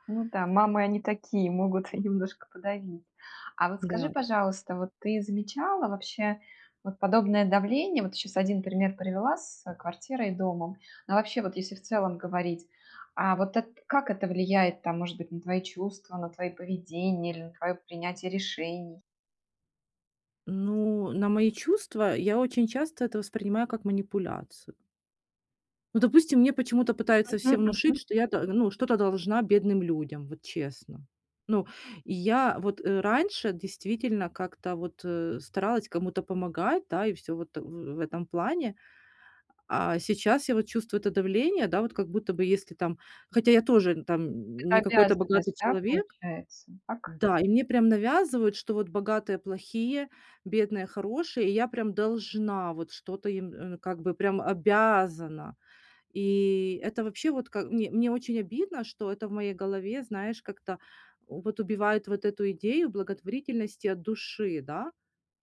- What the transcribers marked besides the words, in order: laughing while speaking: "могут"
- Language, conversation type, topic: Russian, advice, Как справляться с давлением со стороны общества и стереотипов?
- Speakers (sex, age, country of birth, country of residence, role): female, 40-44, Ukraine, Mexico, user; female, 45-49, Russia, Mexico, advisor